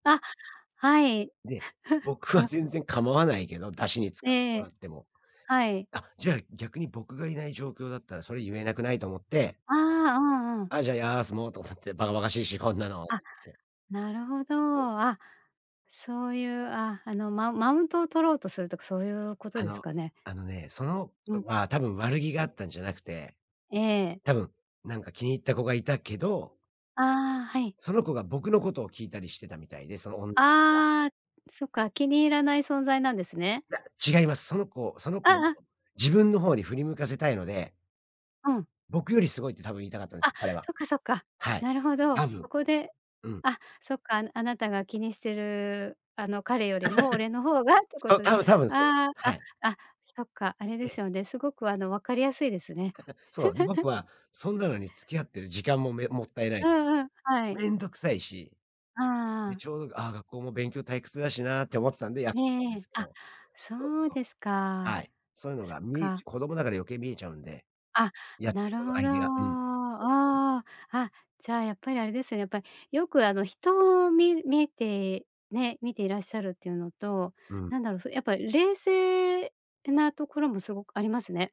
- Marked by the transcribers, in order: giggle; unintelligible speech; laugh; laugh; giggle
- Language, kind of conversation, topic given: Japanese, podcast, 直感と理屈、普段どっちを優先する？